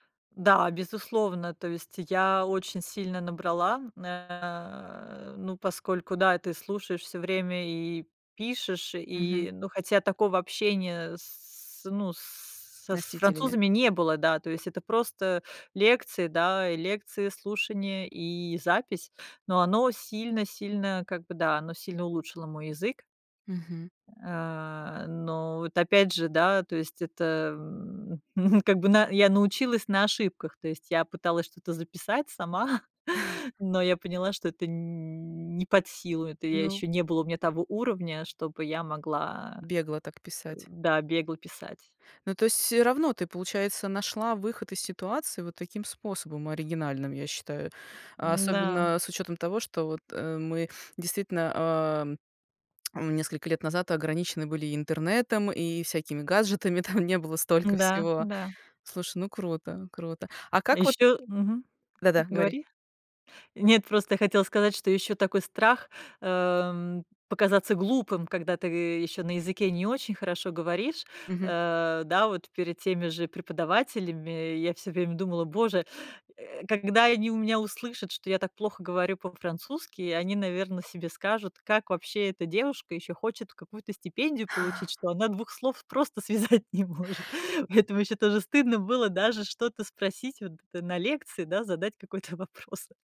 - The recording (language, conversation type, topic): Russian, podcast, Как не зацикливаться на ошибках и двигаться дальше?
- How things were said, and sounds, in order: chuckle; chuckle; other background noise; laughing while speaking: "там не было столько всего"; tapping; chuckle; laughing while speaking: "просто связать не может"; laughing while speaking: "задать какой-то вопрос"